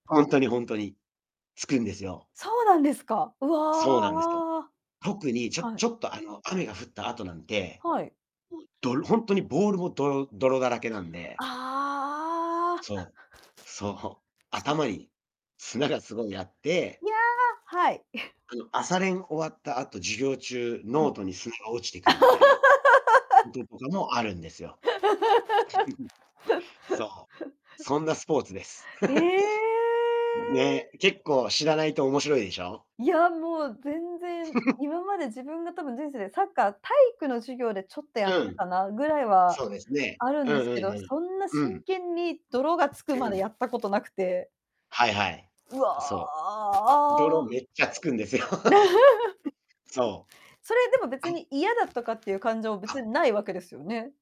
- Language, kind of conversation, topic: Japanese, unstructured, スポーツをして泥だらけになるのは嫌ですか？
- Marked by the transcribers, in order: drawn out: "うわ"; drawn out: "ああ"; other background noise; distorted speech; laugh; laugh; chuckle; laugh; drawn out: "ええ"; laugh; drawn out: "うわ"; laugh